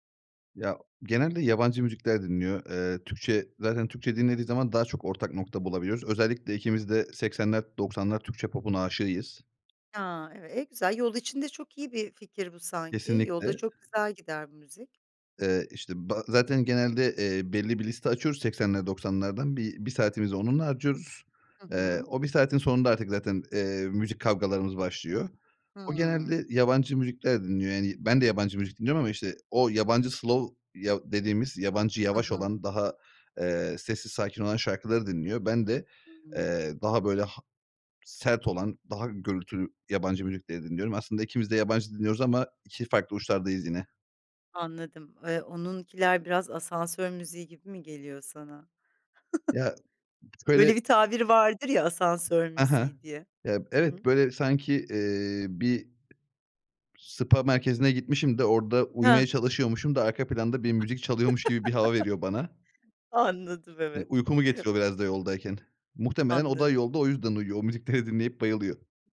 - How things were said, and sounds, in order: other background noise; unintelligible speech; in English: "slow"; chuckle; tapping; laugh
- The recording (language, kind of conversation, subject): Turkish, podcast, İki farklı müzik zevkini ortak bir çalma listesinde nasıl dengelersin?